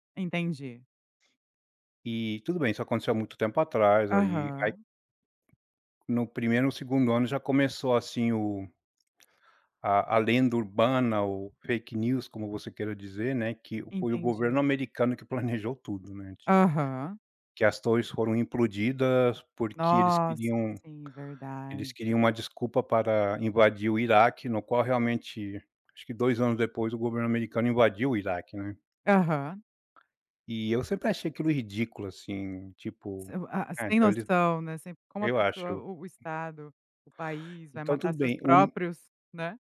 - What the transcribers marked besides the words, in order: tapping; in English: "fake news"
- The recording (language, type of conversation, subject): Portuguese, podcast, Como lidar com diferenças de opinião sem perder respeito?